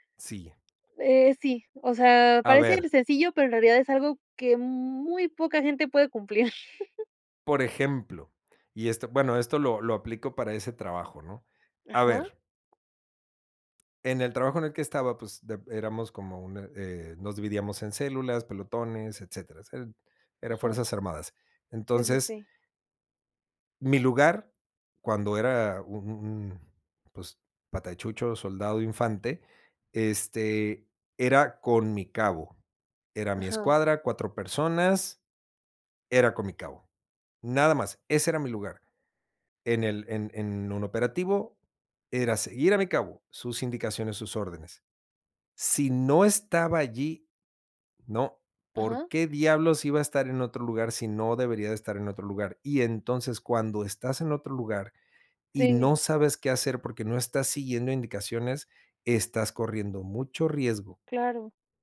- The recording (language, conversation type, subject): Spanish, podcast, ¿Qué esperas de un buen mentor?
- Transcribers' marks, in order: chuckle